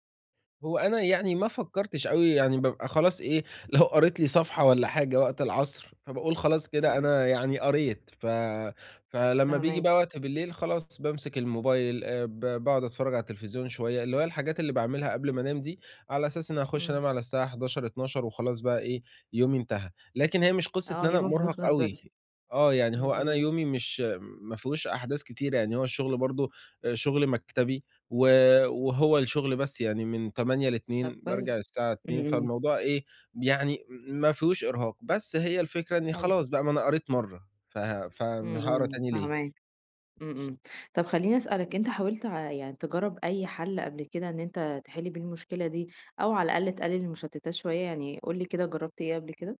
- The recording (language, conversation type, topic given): Arabic, advice, إزاي أقدر أتغلّب على صعوبة التركيز وأنا بتفرّج على أفلام أو بقرأ؟
- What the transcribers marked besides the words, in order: laughing while speaking: "لو"; tapping; other background noise